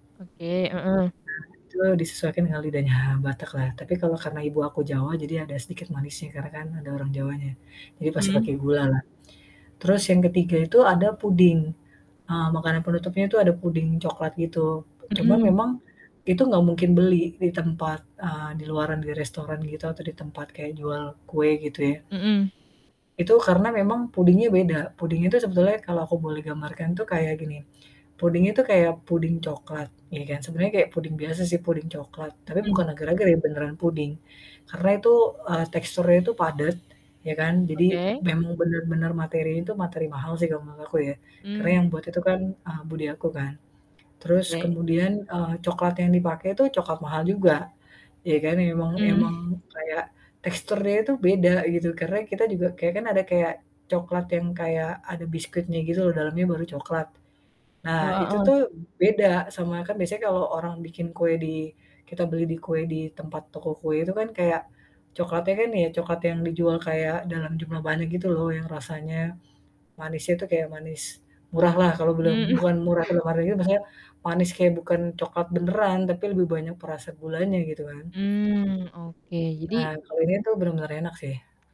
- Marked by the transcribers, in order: distorted speech; static; other background noise; chuckle
- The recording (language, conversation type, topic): Indonesian, podcast, Apa etika dasar yang perlu diperhatikan saat membawa makanan ke rumah orang lain?